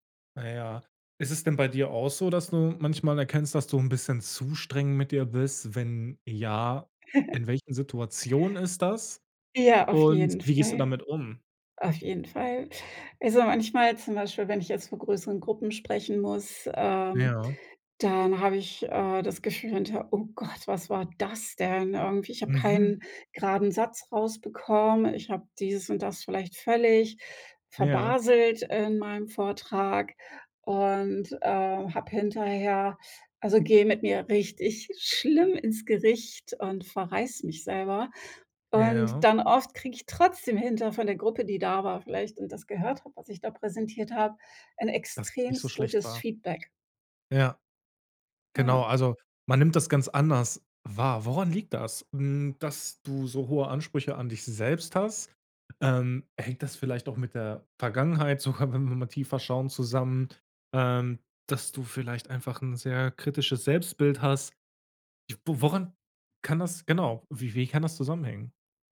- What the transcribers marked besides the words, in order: stressed: "zu"; chuckle; put-on voice: "Oh Gott, was war das denn?"; stressed: "das"; stressed: "trotzdem"; "extrem" said as "extremst"; laughing while speaking: "sogar"
- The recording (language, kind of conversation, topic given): German, podcast, Was ist für dich der erste Schritt zur Selbstannahme?